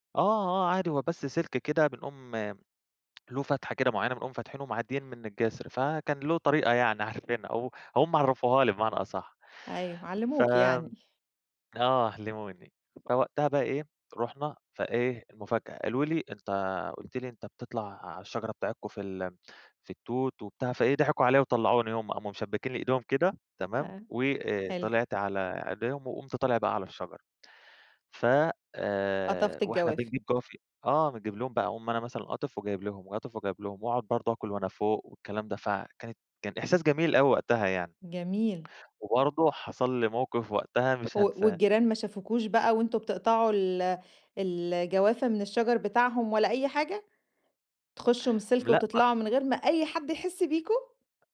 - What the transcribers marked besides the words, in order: laughing while speaking: "عارفينها"; tapping
- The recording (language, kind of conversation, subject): Arabic, podcast, فيه نبتة أو شجرة بتحسي إن ليكي معاها حكاية خاصة؟